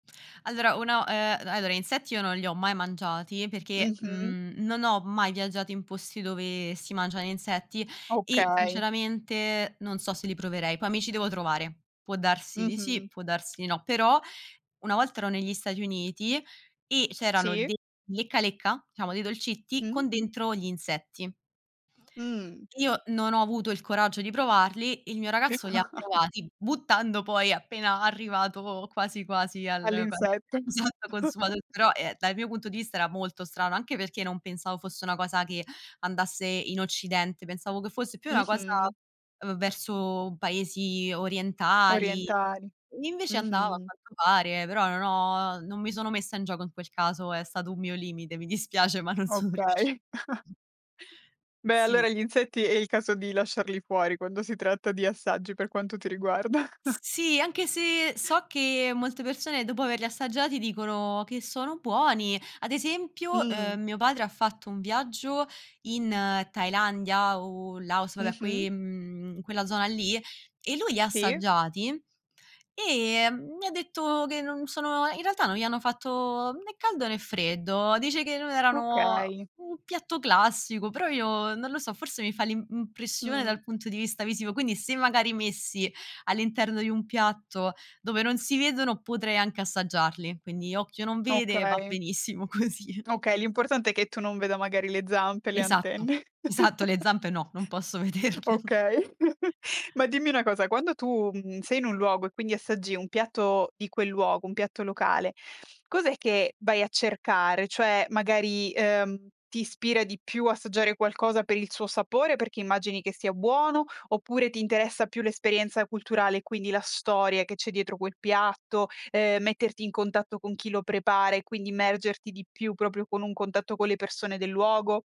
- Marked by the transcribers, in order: chuckle; unintelligible speech; chuckle; laughing while speaking: "sono riusci"; chuckle; other background noise; chuckle; laughing while speaking: "così"; chuckle; laughing while speaking: "vederle"; chuckle; tapping; "proprio" said as "propio"
- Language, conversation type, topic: Italian, podcast, Che cosa ti ha insegnato provare cibi nuovi durante un viaggio?